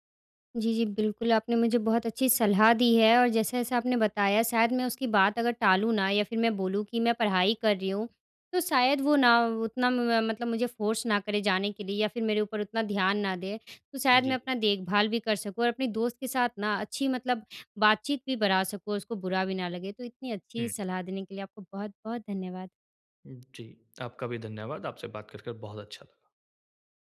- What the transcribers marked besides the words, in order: in English: "फ़ोर्स"
- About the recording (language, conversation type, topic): Hindi, advice, दोस्ती में बिना बुरा लगे सीमाएँ कैसे तय करूँ और अपनी आत्म-देखभाल कैसे करूँ?